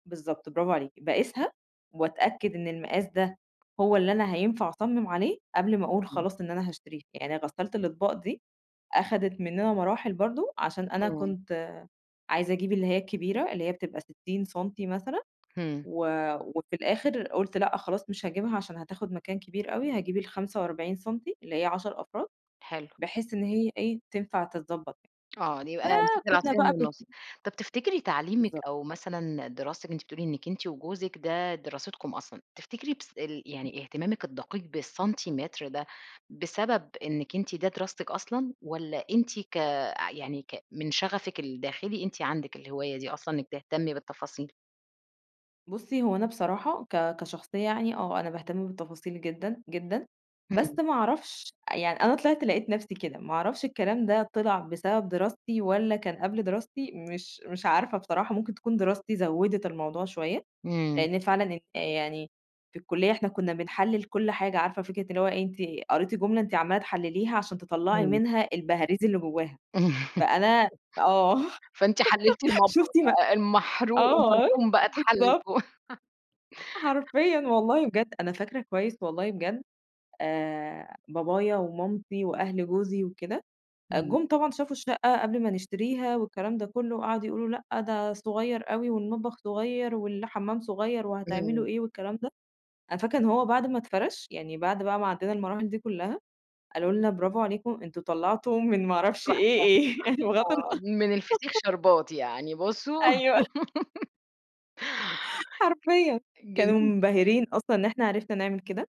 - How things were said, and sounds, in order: unintelligible speech; tapping; giggle; laughing while speaking: "فأنتِ حللتِ المطبخ بقى المحروق المرحوم بقى اتحلل فوق"; laughing while speaking: "آه، شُفتِ ما آه، بالضبط"; laugh; laughing while speaking: "حرفيًا والله بجد"; giggle; laughing while speaking: "من ما اعرفش إيه إيه بغض الن"; laughing while speaking: "أيوه"; laughing while speaking: "حرفيًا"; giggle
- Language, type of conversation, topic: Arabic, podcast, إزاي بتنظّم مطبخ صغير عشان تستغلّ المساحة؟